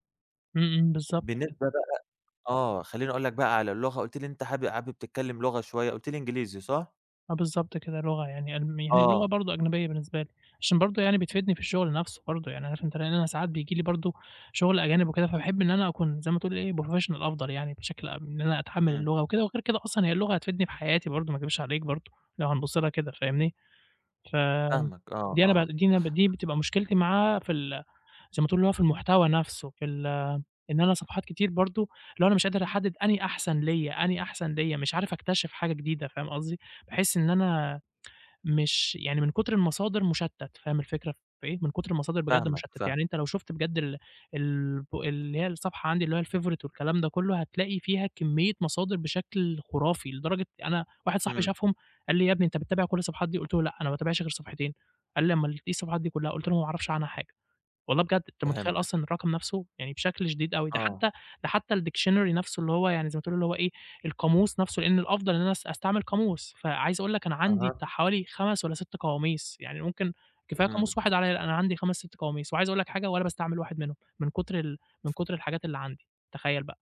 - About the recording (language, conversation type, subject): Arabic, advice, إزاي أتعامل مع زحمة المحتوى وألاقي مصادر إلهام جديدة لعادتي الإبداعية؟
- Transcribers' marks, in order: in English: "بروفيشنال"; other noise; other background noise; in English: "الfavorite"; tapping; in English: "الdictionary"